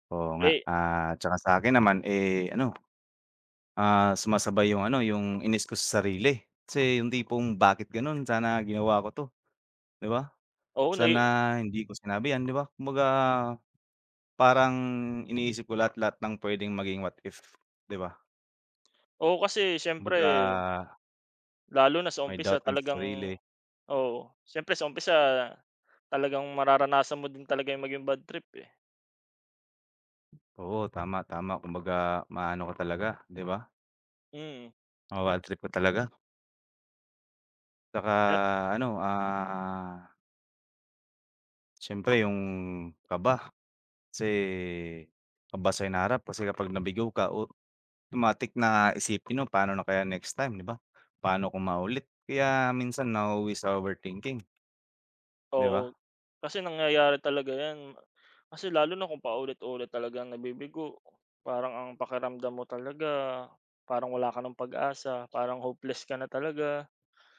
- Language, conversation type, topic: Filipino, unstructured, Paano mo hinaharap ang pagkabigo?
- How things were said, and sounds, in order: other background noise; tapping; "nabibigo" said as "nagbibigo"